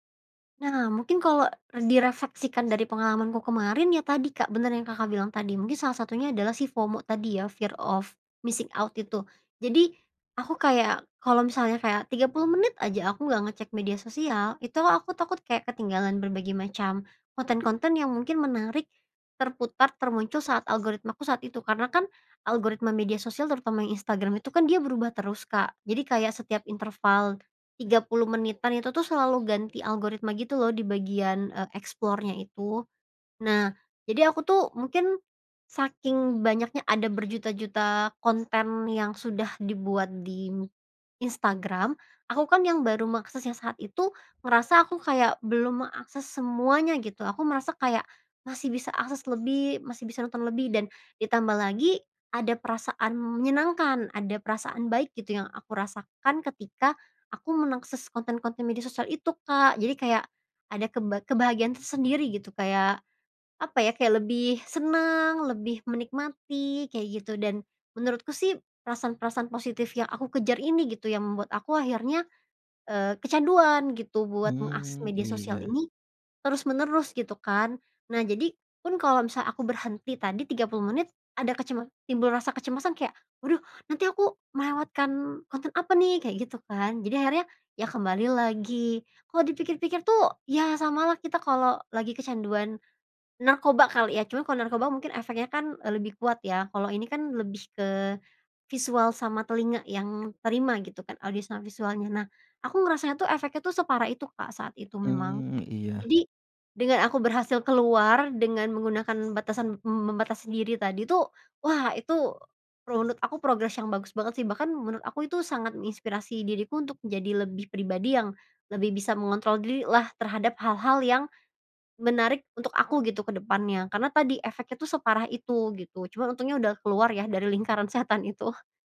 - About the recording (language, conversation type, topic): Indonesian, podcast, Menurutmu, apa batasan wajar dalam menggunakan media sosial?
- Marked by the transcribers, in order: other background noise; in English: "FOMO"; in English: "fear of missing out"; bird; laughing while speaking: "setan itu"